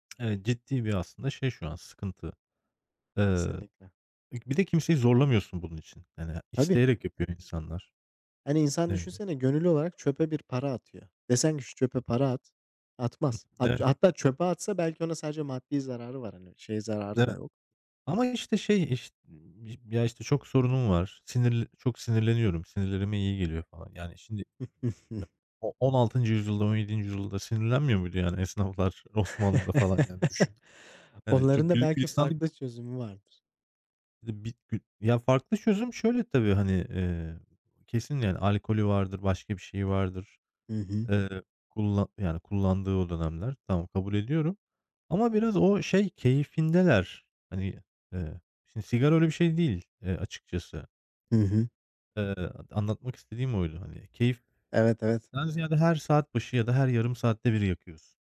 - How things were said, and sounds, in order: tapping; unintelligible speech; "şimdi" said as "şindi"; other background noise; chuckle; unintelligible speech; chuckle; "şimdi" said as "şindi"
- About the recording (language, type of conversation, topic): Turkish, unstructured, Geçmişteki teknolojik gelişmeler hayatımızı nasıl değiştirdi?
- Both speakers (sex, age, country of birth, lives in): male, 25-29, Turkey, Romania; male, 35-39, Turkey, Germany